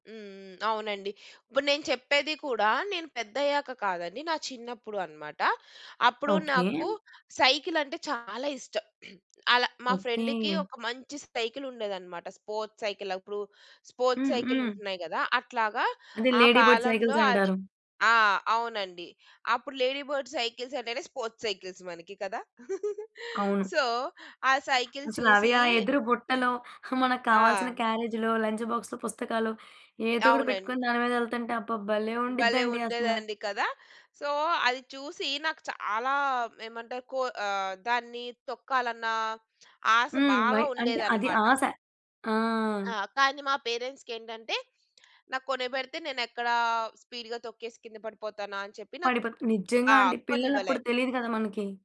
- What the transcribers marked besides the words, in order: in English: "స్పోర్ట్స్ సైకిల్"; in English: "స్పోర్ట్స్ సైకిల్"; in English: "లేడీ బర్డ్ సైకిల్స్"; in English: "లేడీ బర్డ్ సైకిల్స్"; in English: "స్పోర్ట్స్ సైకిల్స్"; chuckle; in English: "సో"; giggle; in English: "సైకిల్"; in English: "క్యారేజ్‌లో, లంచ్ బాక్స్‌లో"; other background noise; in English: "సో"; in English: "స్పీడ్‌గా"
- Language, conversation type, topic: Telugu, podcast, సహాయం అవసరమైనప్పుడు మీరు ఎలా అడుగుతారు?